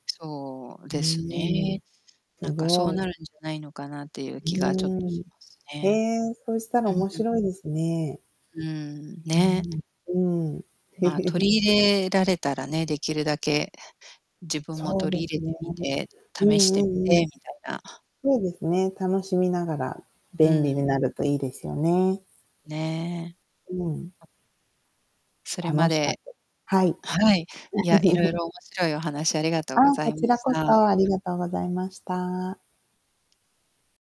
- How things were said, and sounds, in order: distorted speech; tapping; laugh; static; laugh
- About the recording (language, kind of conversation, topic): Japanese, unstructured, 新しい技術によって、生活は便利になったと思いますか？
- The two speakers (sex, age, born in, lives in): female, 40-44, Japan, United States; female, 55-59, Japan, United States